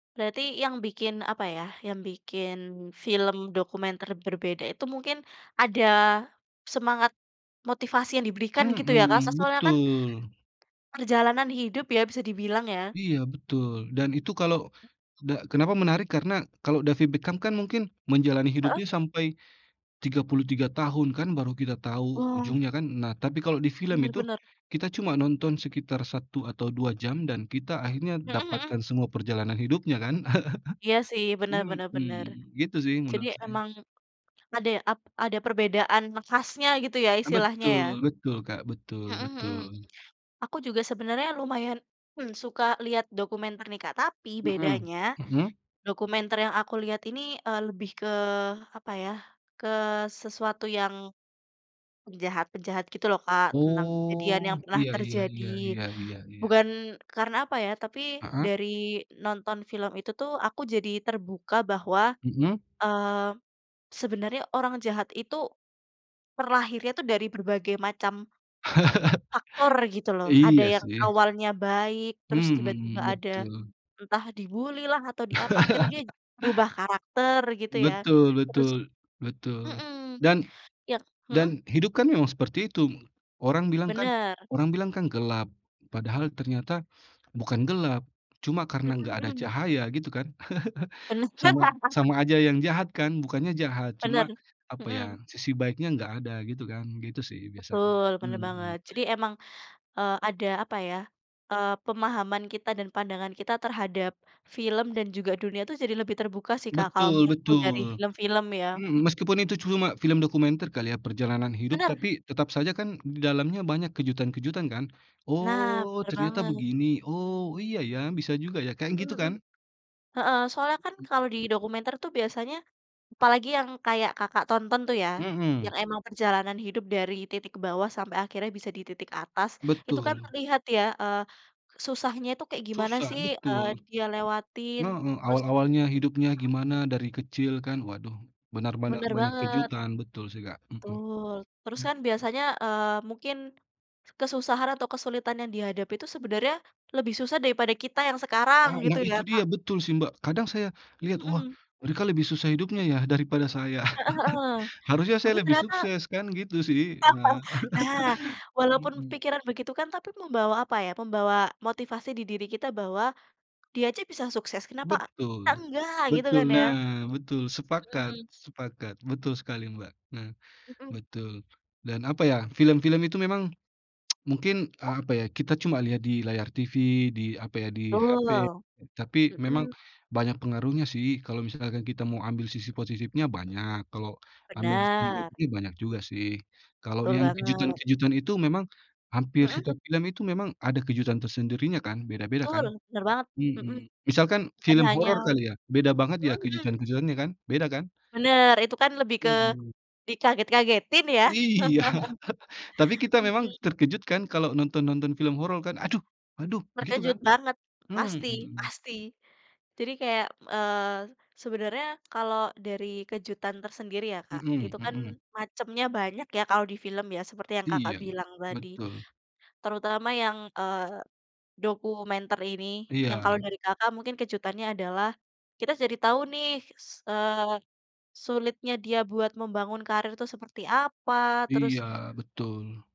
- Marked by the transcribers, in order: tapping; other background noise; laugh; drawn out: "Oh"; laugh; laugh; laugh; laughing while speaking: "Benar"; laugh; tsk; laughing while speaking: "Iya"; laugh
- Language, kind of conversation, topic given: Indonesian, unstructured, Apa film terakhir yang membuat kamu terkejut?